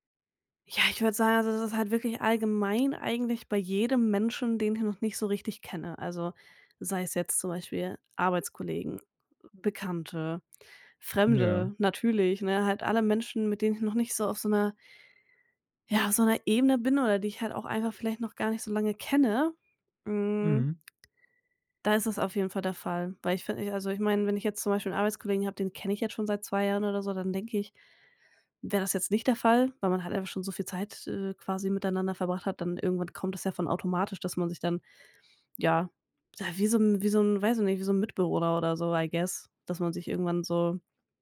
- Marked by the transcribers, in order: in English: "I guess"
- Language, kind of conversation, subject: German, advice, Wie kann ich Small Talk überwinden und ein echtes Gespräch beginnen?